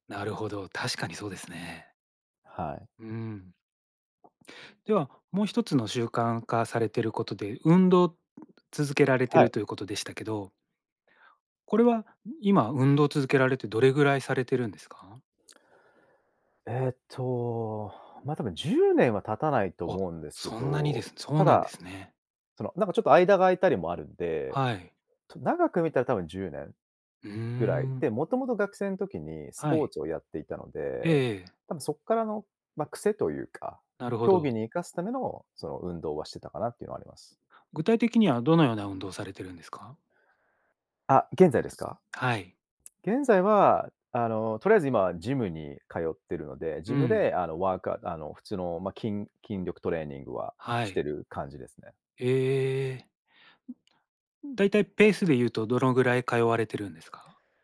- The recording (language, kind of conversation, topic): Japanese, podcast, 自分を成長させる日々の習慣って何ですか？
- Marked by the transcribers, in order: other background noise